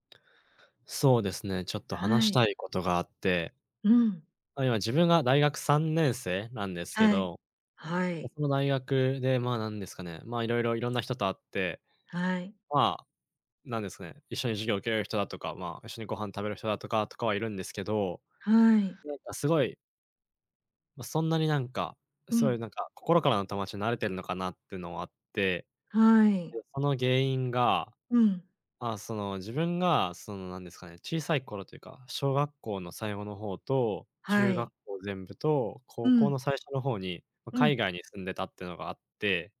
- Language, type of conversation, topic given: Japanese, advice, 新しい環境で自分を偽って馴染もうとして疲れた
- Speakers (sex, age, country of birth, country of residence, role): female, 50-54, Japan, Japan, advisor; male, 20-24, Japan, Japan, user
- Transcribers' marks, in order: none